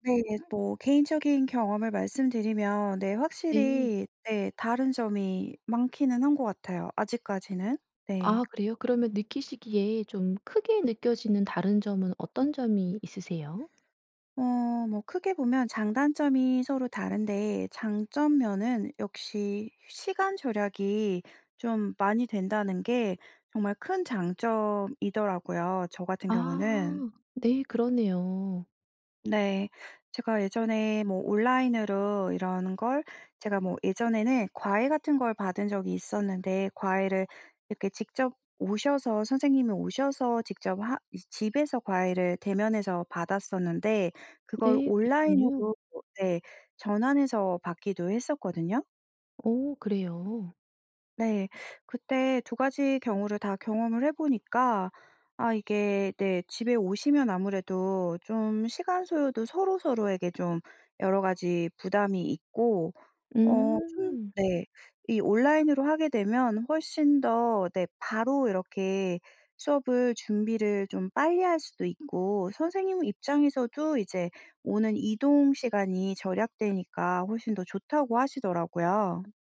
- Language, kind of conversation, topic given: Korean, podcast, 온라인 학습은 학교 수업과 어떤 점에서 가장 다르나요?
- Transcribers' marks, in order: tapping